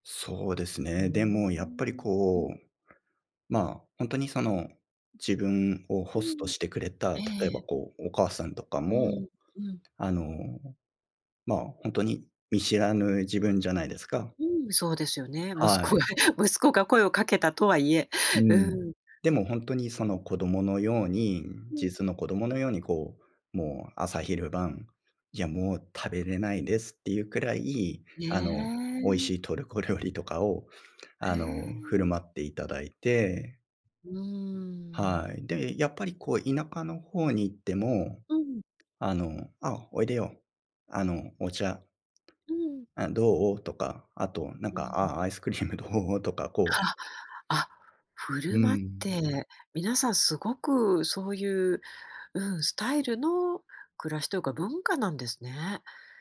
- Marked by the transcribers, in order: other noise
- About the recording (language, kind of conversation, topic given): Japanese, podcast, 旅先で受けた親切な出来事を教えてくれる？